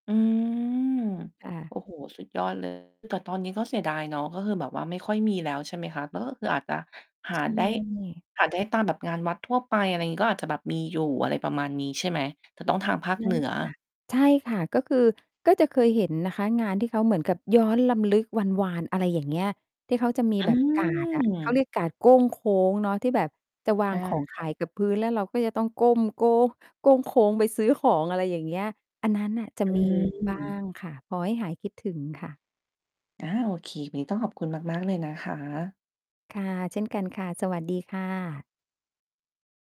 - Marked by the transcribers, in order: drawn out: "อือ"; distorted speech
- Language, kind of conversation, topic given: Thai, podcast, มีเมนูจากงานเทศกาลที่คุณติดใจมาจนถึงวันนี้ไหม?